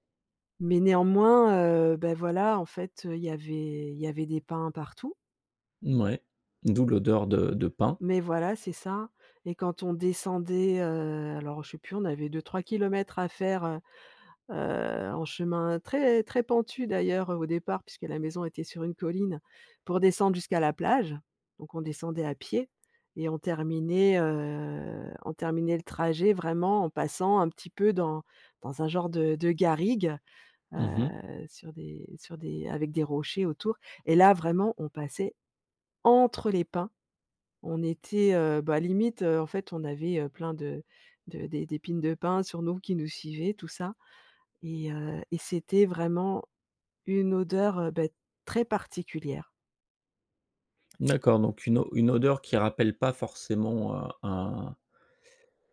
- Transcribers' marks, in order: none
- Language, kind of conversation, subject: French, podcast, Quel parfum ou quelle odeur te ramène instantanément en enfance ?